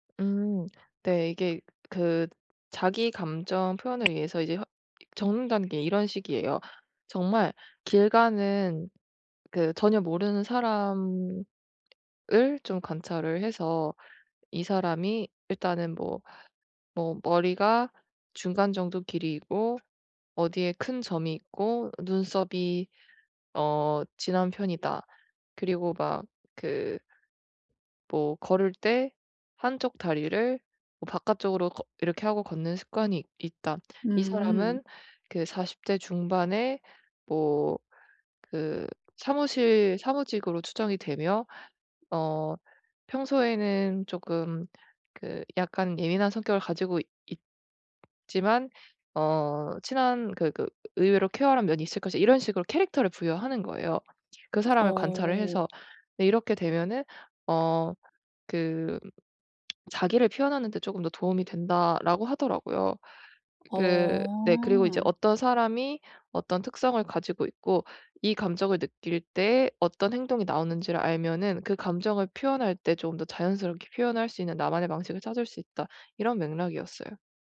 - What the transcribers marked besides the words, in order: other background noise; tapping; lip smack
- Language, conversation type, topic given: Korean, advice, 일상에서 영감을 쉽게 모으려면 어떤 습관을 들여야 할까요?